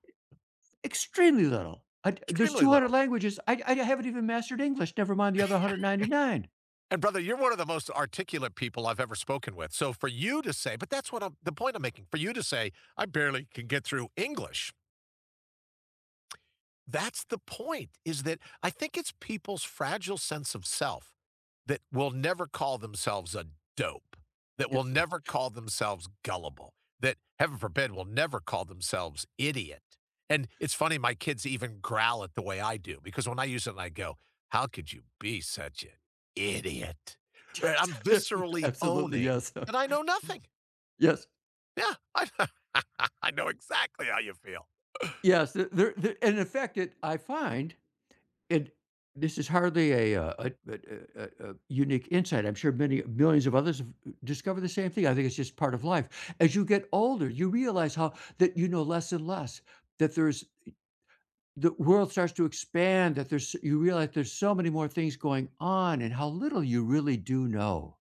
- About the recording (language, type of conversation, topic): English, unstructured, How do you feel when you hear about natural disasters in the news?
- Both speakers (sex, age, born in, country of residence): male, 65-69, United States, United States; male, 75-79, United States, United States
- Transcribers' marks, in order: tapping; laugh; other background noise; chuckle; chuckle; laugh; other noise